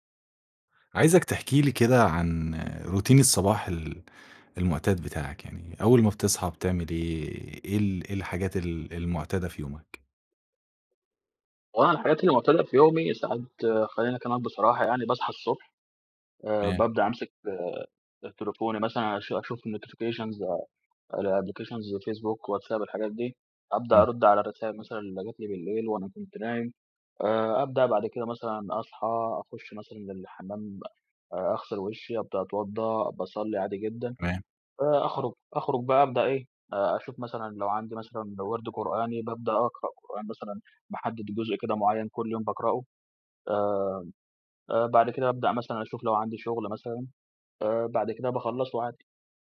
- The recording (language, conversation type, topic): Arabic, podcast, إيه روتينك المعتاد الصبح؟
- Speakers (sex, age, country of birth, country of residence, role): male, 20-24, Egypt, Egypt, guest; male, 25-29, Egypt, Egypt, host
- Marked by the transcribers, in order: in English: "روتين"; fan; horn; other background noise; in English: "الnotifications الapplications"